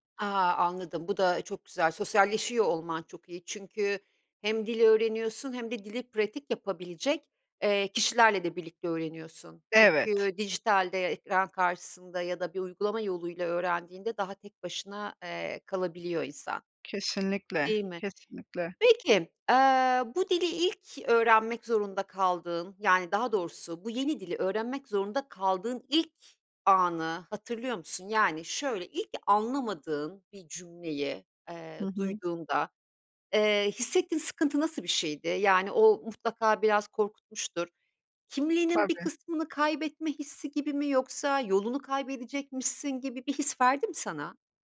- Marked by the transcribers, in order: other background noise; tapping
- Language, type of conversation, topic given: Turkish, podcast, Hobiler stresle başa çıkmana nasıl yardımcı olur?